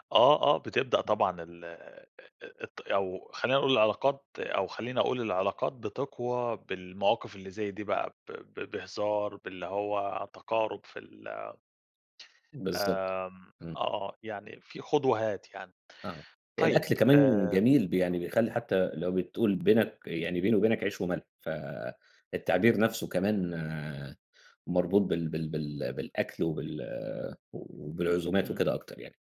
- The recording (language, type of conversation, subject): Arabic, podcast, إزاي بتخطط لوجبة لما يكون عندك ضيوف؟
- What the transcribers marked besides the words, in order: tapping